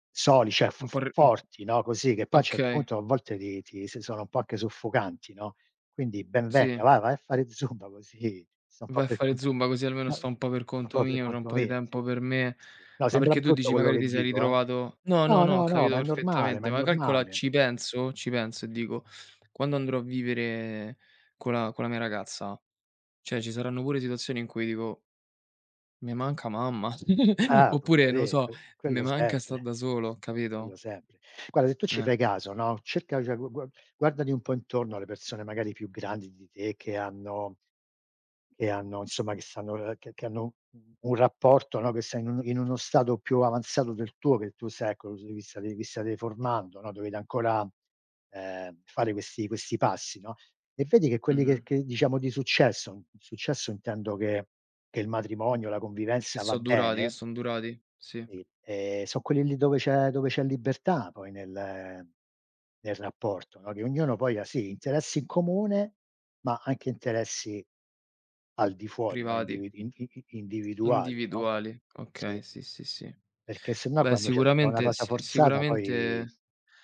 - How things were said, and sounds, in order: laughing while speaking: "zumba così"; giggle; unintelligible speech
- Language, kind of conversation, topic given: Italian, unstructured, Come definiresti l’amore vero?